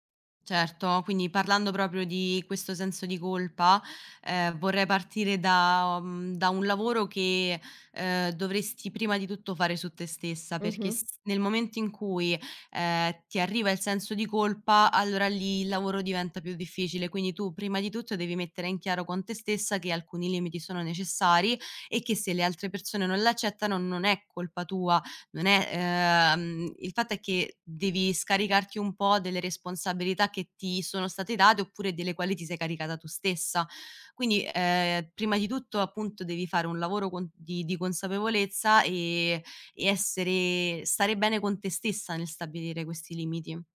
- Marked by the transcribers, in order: drawn out: "ehm"
- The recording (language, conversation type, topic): Italian, advice, Come posso stabilire dei limiti e imparare a dire di no per evitare il burnout?